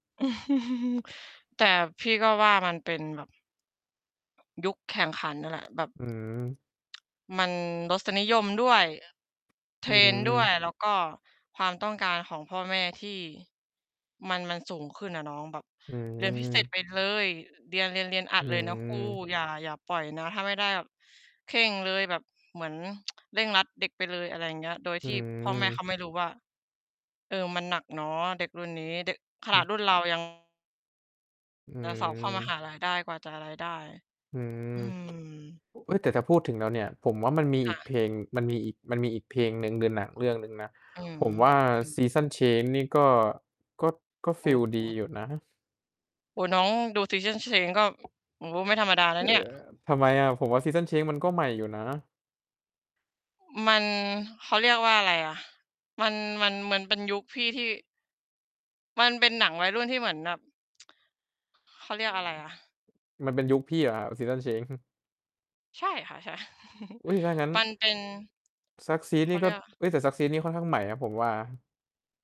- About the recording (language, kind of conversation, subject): Thai, unstructured, เคยมีเพลงไหนที่ทำให้คุณนึกถึงวัยเด็กบ้างไหม?
- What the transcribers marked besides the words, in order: chuckle; other background noise; distorted speech; tapping; tsk; other noise; mechanical hum; stressed: "เลย"; tsk; tsk; chuckle; background speech